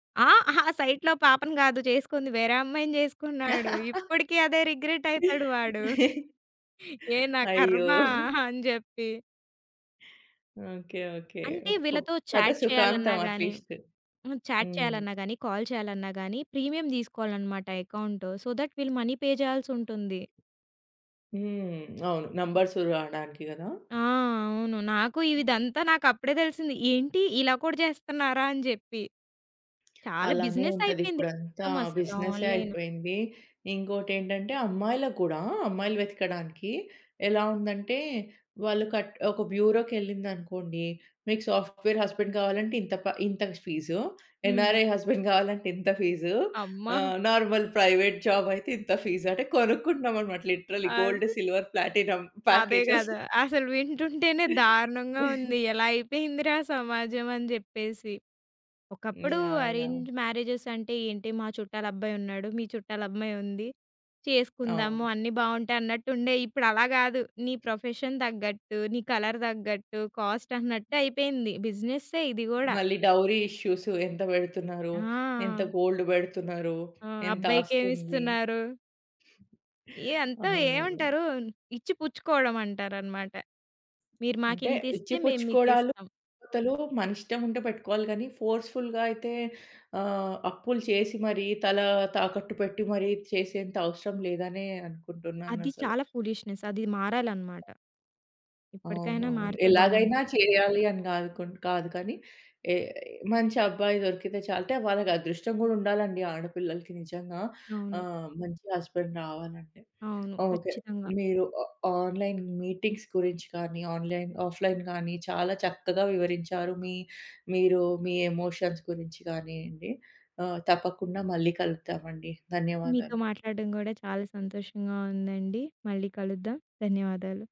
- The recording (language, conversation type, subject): Telugu, podcast, ఆన్‌లైన్ సమావేశంలో పాల్గొనాలా, లేక ప్రత్యక్షంగా వెళ్లాలా అని మీరు ఎప్పుడు నిర్ణయిస్తారు?
- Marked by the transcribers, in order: giggle; in English: "సైట్‌లో"; laugh; chuckle; laughing while speaking: "అని"; giggle; in English: "చాట్"; in English: "అట్లీస్ట్"; in English: "చాట్"; in English: "కాల్"; in English: "ప్రీమియం"; in English: "సో థట్"; in English: "మనీ పే"; tapping; in English: "నంబర్స్"; other background noise; in English: "ఆన్‌లైన్"; in English: "బ్యూరో‌కెళ్ళిందనుకోండీ"; in English: "సాఫ్ట్‌వేర్ హస్బెండ్"; in English: "ఎన్ఆర్ఐ హస్బెండ్"; laughing while speaking: "గావాలంటే"; in English: "నార్మల్ ప్రైవేట్"; in English: "లిటరల్లీ గోల్డ్, సిల్వర్, ప్లాటినం ప్యాకేజ్‌స్"; giggle; laughing while speaking: "వింటుంటేనే"; giggle; in English: "అరేంజ్"; in English: "ప్రొఫెషన్"; in English: "కలర్"; in English: "డౌరీ"; in English: "గోల్డ్"; in English: "ఫోర్స్‌ఫుల్‌గా"; in English: "ఫూలిష్‌నెస్"; in English: "హస్బెండ్"; in English: "ఆ ఆన్‌లైన్ మీటింగ్స్"; in English: "ఆన్‌లైన్, ఆఫ్‌లైన్"; in English: "ఎమోషన్స్"